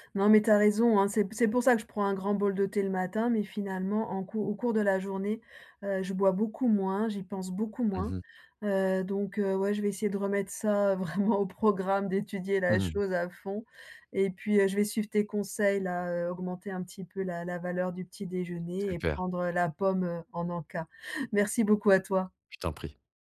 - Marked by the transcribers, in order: chuckle
- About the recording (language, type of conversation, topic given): French, advice, Comment puis-je réduire mes envies de grignotage entre les repas ?